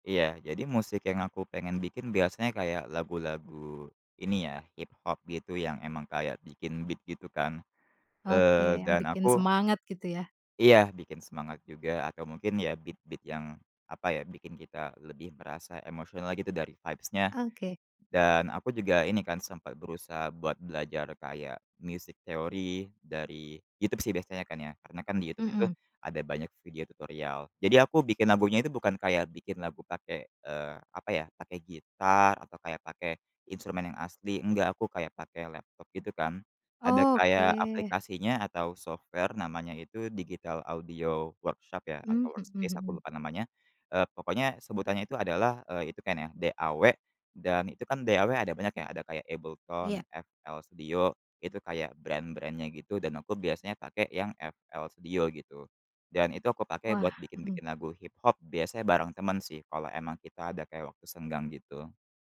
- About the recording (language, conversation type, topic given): Indonesian, podcast, Bagaimana pengalaman kamu saat tenggelam dalam aktivitas hobi hingga lupa waktu?
- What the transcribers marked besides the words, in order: in English: "beat"; in English: "beat beat"; in English: "vibes-nya"; in English: "music theory"; in English: "software"; in English: "digital audio workshop"; in English: "workspace"; in English: "brand-brand-nya"